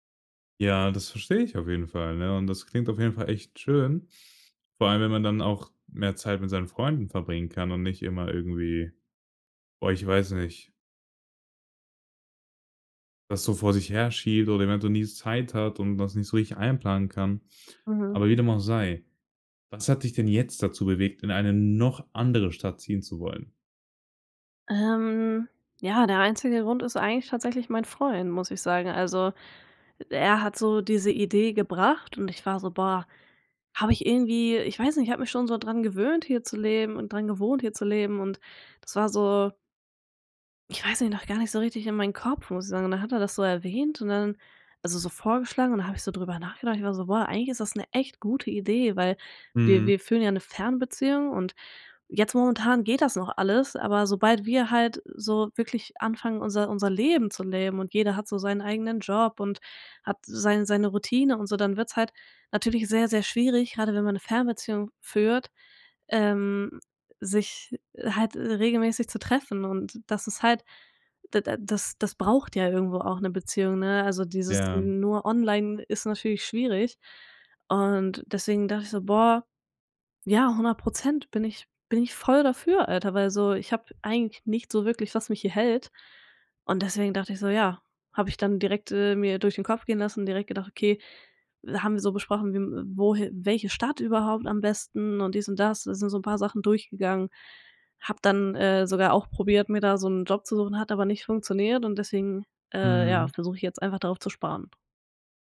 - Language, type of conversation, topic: German, podcast, Wie entscheidest du, ob du in deiner Stadt bleiben willst?
- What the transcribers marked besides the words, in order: lip trill; stressed: "jetzt"; stressed: "noch"